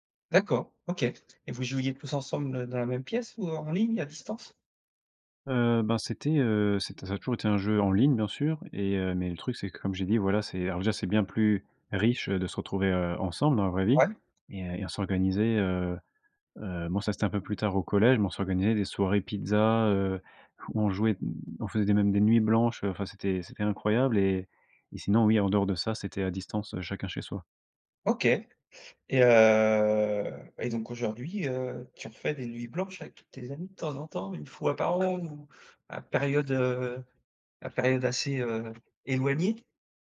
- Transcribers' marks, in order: other background noise; drawn out: "heu"
- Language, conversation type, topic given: French, podcast, Quelle expérience de jeu vidéo de ton enfance te rend le plus nostalgique ?